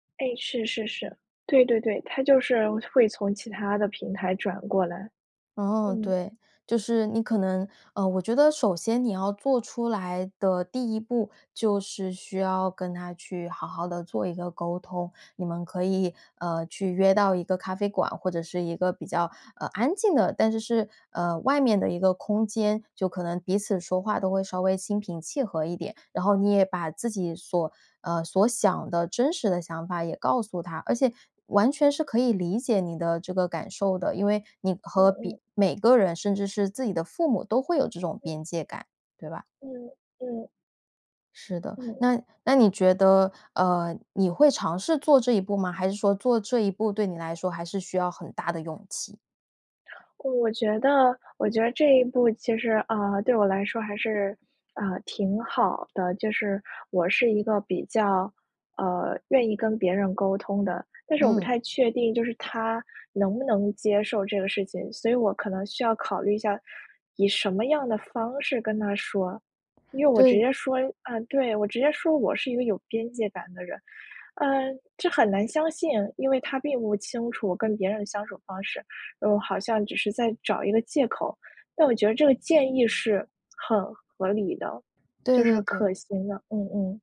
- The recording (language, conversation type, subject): Chinese, advice, 当朋友过度依赖我时，我该如何设定并坚持界限？
- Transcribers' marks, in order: other background noise; inhale